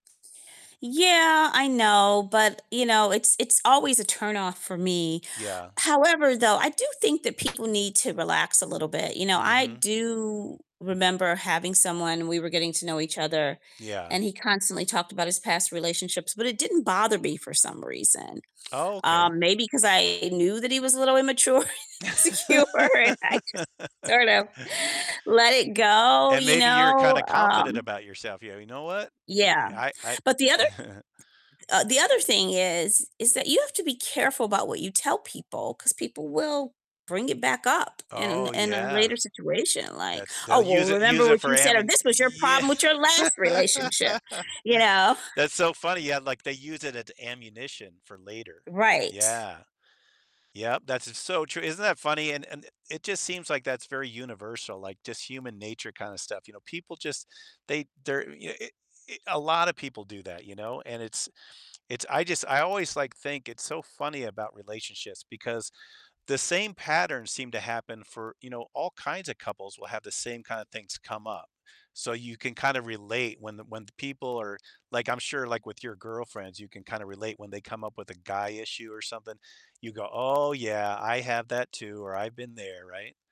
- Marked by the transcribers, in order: other background noise; static; tapping; distorted speech; laugh; laughing while speaking: "and insecure and I just sort of"; chuckle; laughing while speaking: "y yeah"; laugh
- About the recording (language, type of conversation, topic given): English, unstructured, Should you openly discuss past relationships with a new partner?
- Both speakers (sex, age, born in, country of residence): female, 55-59, United States, United States; male, 65-69, United States, United States